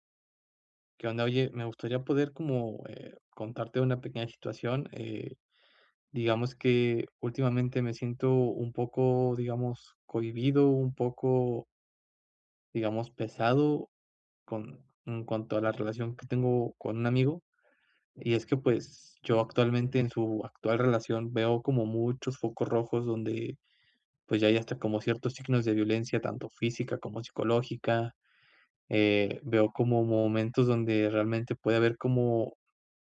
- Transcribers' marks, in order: none
- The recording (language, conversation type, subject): Spanish, advice, ¿Cómo puedo expresar mis sentimientos con honestidad a mi amigo sin que terminemos peleando?